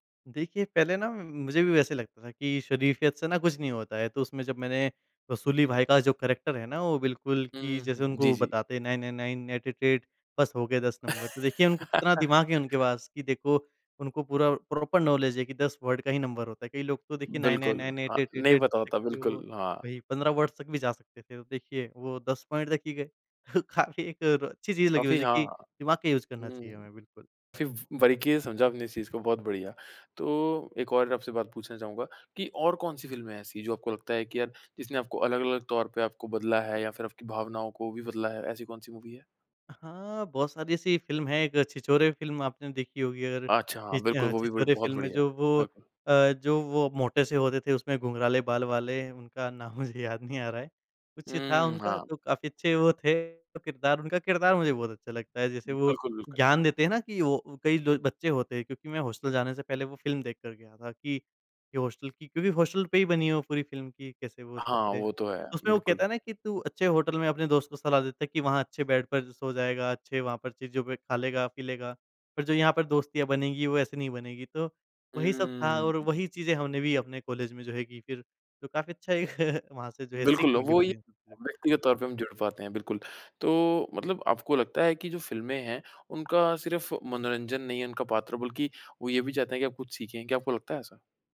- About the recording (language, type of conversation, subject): Hindi, podcast, कौन-सी फिल्म ने आपकी सोच या भावनाओं को बदल दिया, और क्यों?
- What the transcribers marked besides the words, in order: in English: "कैरेक्टर"; in English: "नाइन नाइन नाइन एट एट एट"; chuckle; in English: "प्रॉपर नौलेज"; in English: "वर्ड"; in English: "नाइन नाइन नाइन एट एट एट एट"; in English: "वर्ड्स"; in English: "पॉइंट"; chuckle; in English: "यूज़"; in English: "मूवी"; laughing while speaking: "मुझे"; chuckle